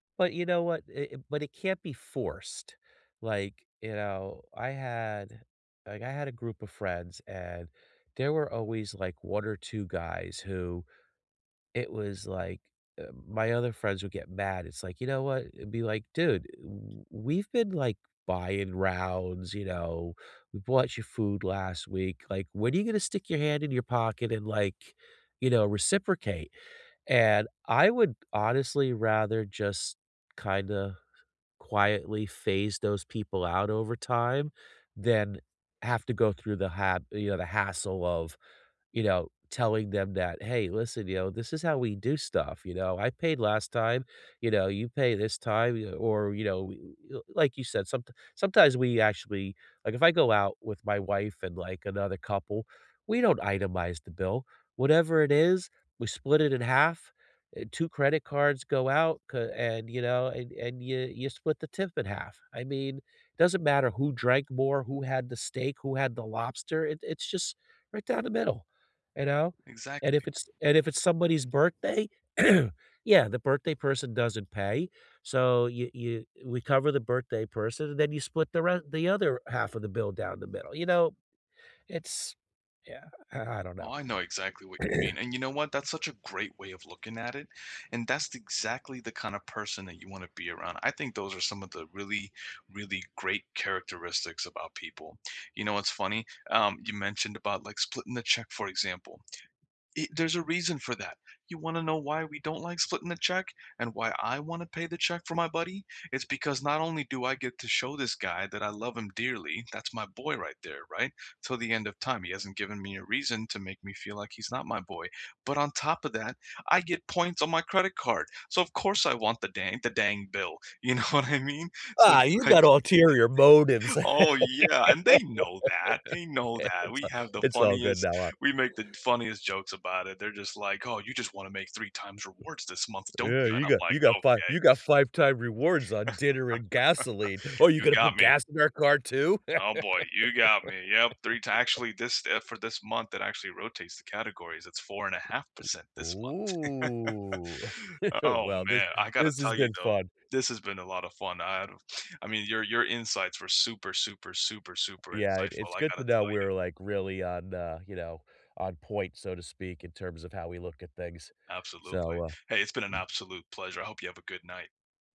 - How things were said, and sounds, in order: tapping; other background noise; throat clearing; throat clearing; laughing while speaking: "you know what I mean?"; laugh; laughing while speaking: "It's a"; laugh; laugh; chuckle
- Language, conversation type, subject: English, unstructured, What makes someone a good friend?
- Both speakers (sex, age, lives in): male, 30-34, United States; male, 50-54, United States